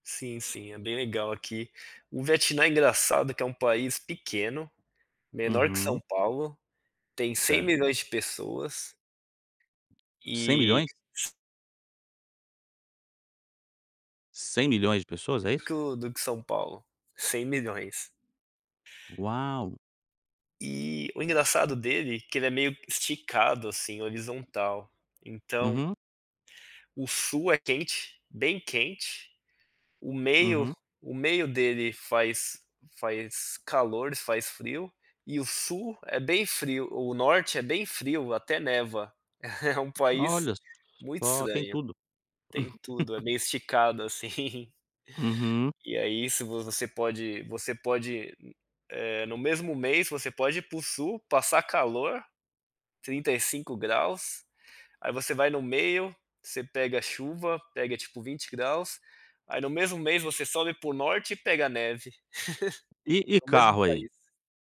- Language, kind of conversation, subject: Portuguese, podcast, Que encontro durante uma viagem deu origem a uma amizade duradoura?
- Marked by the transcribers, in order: tapping; other background noise; chuckle; laugh; laughing while speaking: "assim"; laugh